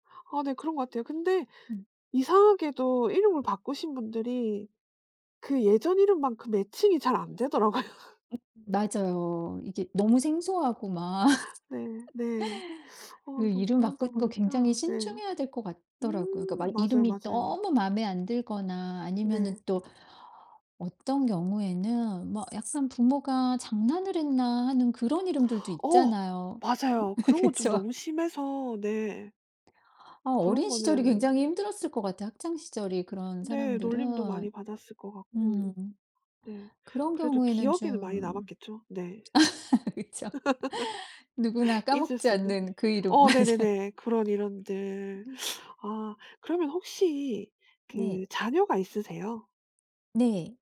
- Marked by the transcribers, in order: tapping; laughing while speaking: "되더라고요"; other background noise; laugh; laugh; laughing while speaking: "그쵸"; laugh; laughing while speaking: "그쵸"; laugh; laughing while speaking: "맞아"
- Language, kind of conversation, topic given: Korean, podcast, 이름이나 성씨에 얽힌 이야기가 있으신가요?